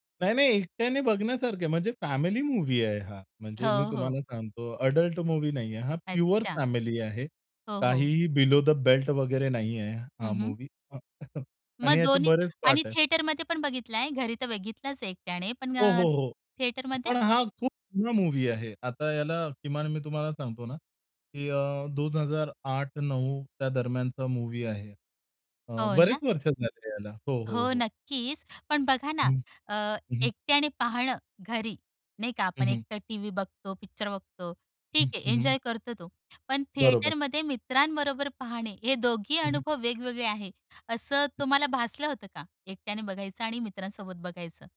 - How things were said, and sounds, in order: tapping; in English: "बिलो द बेल्ट"; chuckle; in English: "थिएटरमध्ये"; in English: "थिएटरमध्ये?"; other background noise; in English: "थिएटरमध्ये"; "दोन्ही" said as "दोघी"
- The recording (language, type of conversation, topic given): Marathi, podcast, चित्रपटांनी तुला कधी ताण विसरायला मदत केली आहे का?